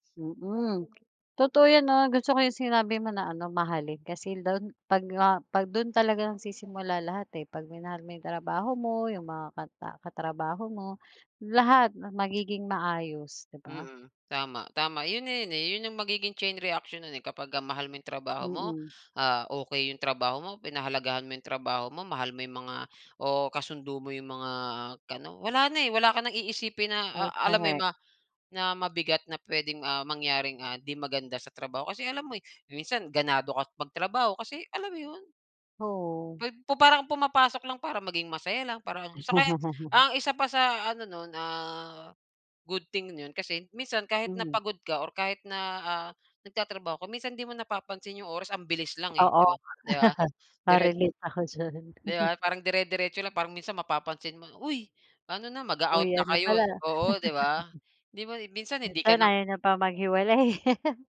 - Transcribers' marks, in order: other background noise; tapping; laugh; chuckle; chuckle; laugh; laugh
- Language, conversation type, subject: Filipino, unstructured, Ano ang pinakamasayang bahagi ng iyong trabaho?